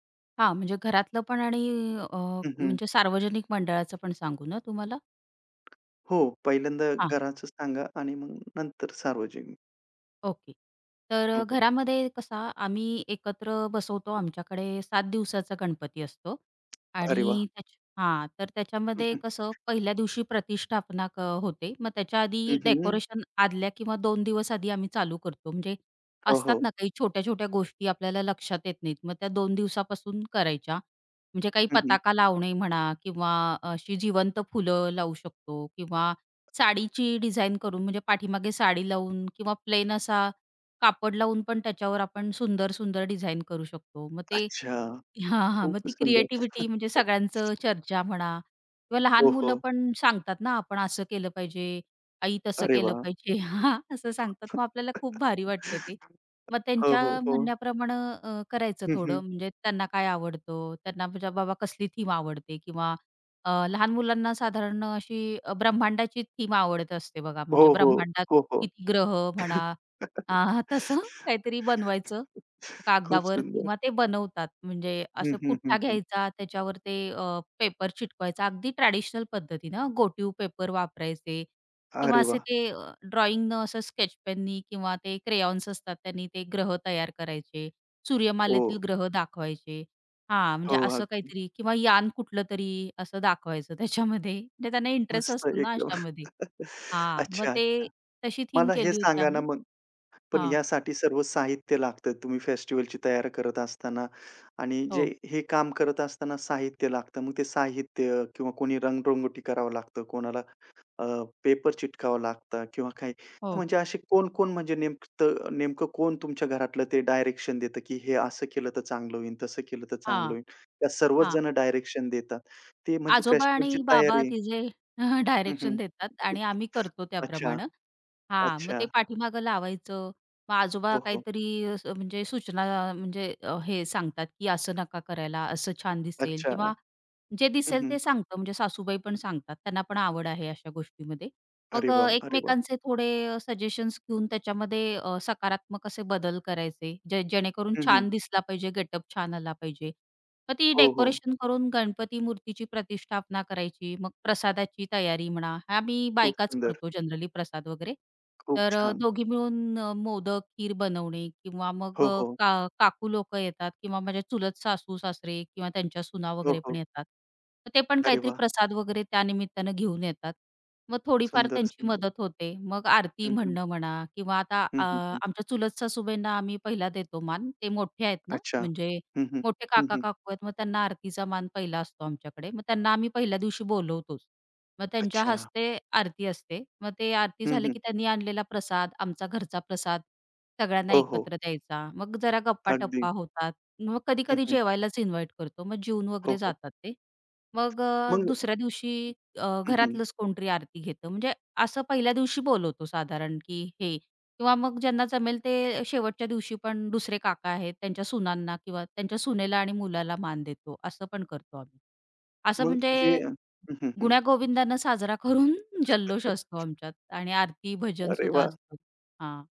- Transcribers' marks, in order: tapping; other background noise; laugh; laugh; laughing while speaking: "असं सांगतात मग आपल्याला खूप भारी वाटतं ते"; laugh; laughing while speaking: "अ, तसं काहीतरी"; laugh; in English: "ड्रॉइंग"; in English: "स्केचपेन"; in English: "क्रेयॉन्स"; laughing while speaking: "त्याच्यामध्ये"; laugh; unintelligible speech; laugh; in English: "सजेशन्स"; in English: "इन्व्हाइट"; laughing while speaking: "साजरा करून"; laugh
- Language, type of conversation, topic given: Marathi, podcast, सण आणि कार्यक्रम लोकांना पुन्हा एकत्र आणण्यात कशी मदत करतात?